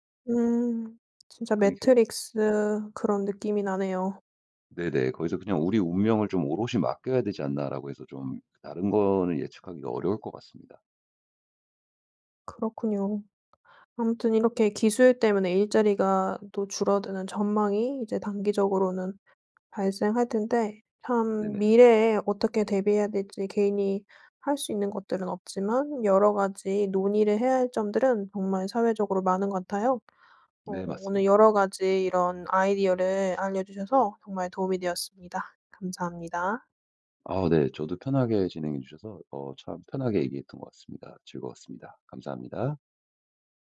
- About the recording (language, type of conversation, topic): Korean, podcast, 기술 발전으로 일자리가 줄어들 때 우리는 무엇을 준비해야 할까요?
- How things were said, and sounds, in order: other background noise; tapping